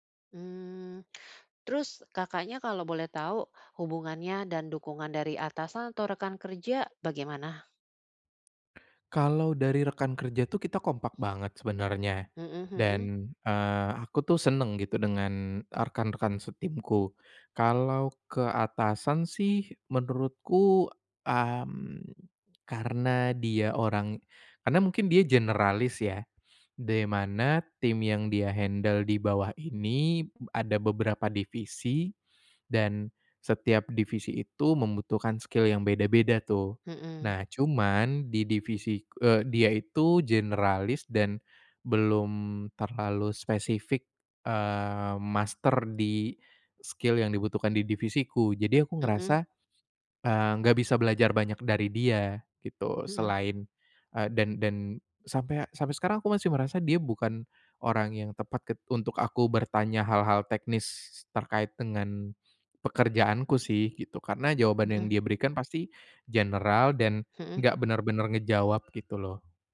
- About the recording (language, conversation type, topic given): Indonesian, advice, Bagaimana saya tahu apakah karier saya sedang mengalami stagnasi?
- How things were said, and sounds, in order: "di" said as "de"; in English: "handle"; in English: "skill"; in English: "skill"; in English: "general"